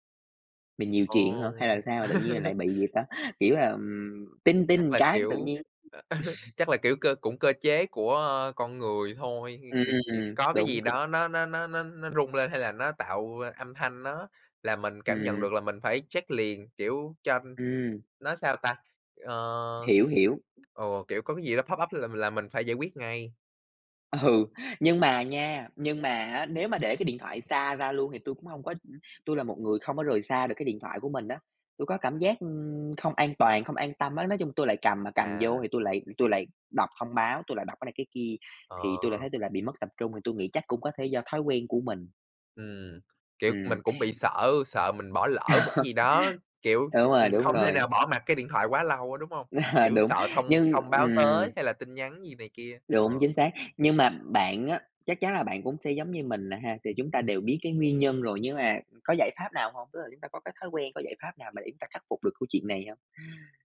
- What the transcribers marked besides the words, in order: laugh; chuckle; other background noise; chuckle; in English: "pop up"; laughing while speaking: "Ừ"; chuckle; chuckle; tapping
- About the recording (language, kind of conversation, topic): Vietnamese, unstructured, Làm thế nào để không bị mất tập trung khi học hoặc làm việc?